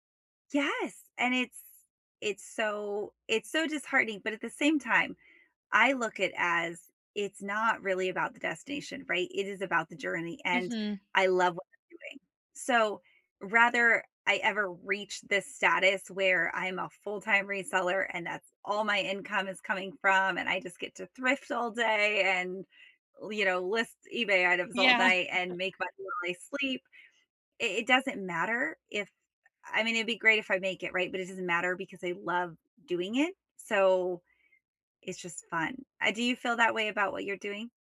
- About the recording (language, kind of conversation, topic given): English, unstructured, What dreams do you think are worth chasing no matter the cost?
- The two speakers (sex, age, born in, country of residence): female, 30-34, United States, United States; female, 35-39, United States, United States
- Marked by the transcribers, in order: chuckle